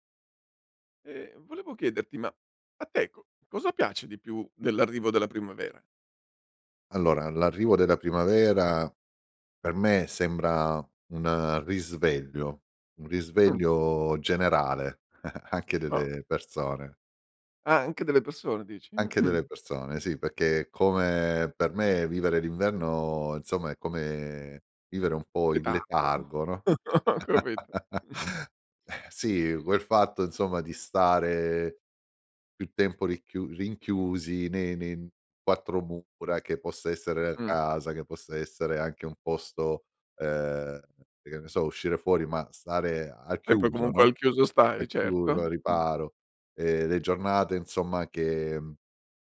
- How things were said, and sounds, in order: chuckle; chuckle; laughing while speaking: "Ho capito"; chuckle; other background noise
- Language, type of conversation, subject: Italian, podcast, Cosa ti piace di più dell'arrivo della primavera?